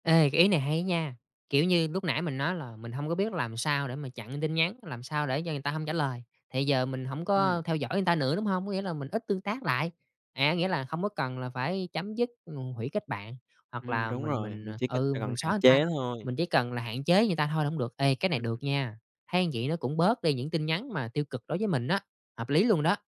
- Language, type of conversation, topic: Vietnamese, advice, Việc so sánh bản thân trên mạng xã hội đã khiến bạn giảm tự tin và thấy mình kém giá trị như thế nào?
- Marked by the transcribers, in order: none